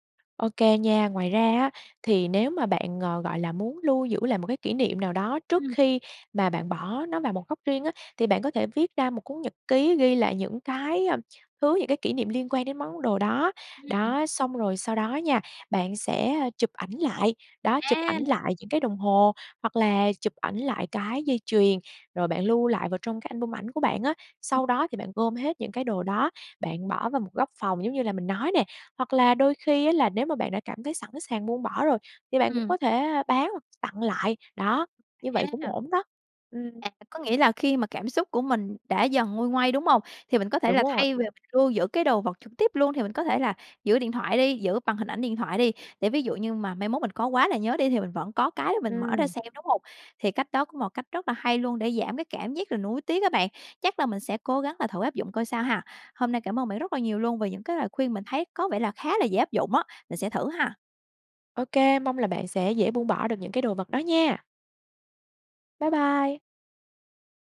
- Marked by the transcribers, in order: tapping; in English: "album"; other background noise
- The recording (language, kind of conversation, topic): Vietnamese, advice, Làm sao để buông bỏ những kỷ vật của người yêu cũ khi tôi vẫn còn nhiều kỷ niệm?